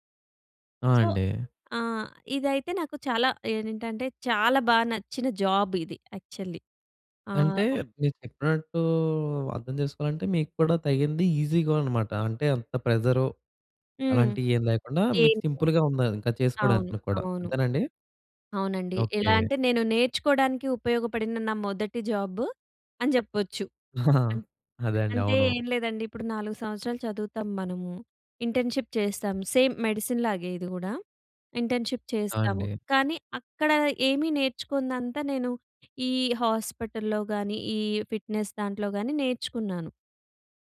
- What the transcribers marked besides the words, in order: in English: "సో"; stressed: "చాలా"; in English: "యాక్చల్లీ"; in English: "ఈజీగా"; in English: "సింపుల్‌గా"; other noise; other background noise; in English: "జాబ్"; chuckle; in English: "ఇంటర్న్‌షిప్"; in English: "సేమ్ మెడిసిన్‌లాగే"; in English: "ఇంటర్న్‌షిప్"; in English: "ఫిట్‍నెస్"
- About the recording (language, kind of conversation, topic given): Telugu, podcast, ఒక ఉద్యోగం విడిచి వెళ్లాల్సిన సమయం వచ్చిందని మీరు గుర్తించడానికి సహాయపడే సంకేతాలు ఏమేమి?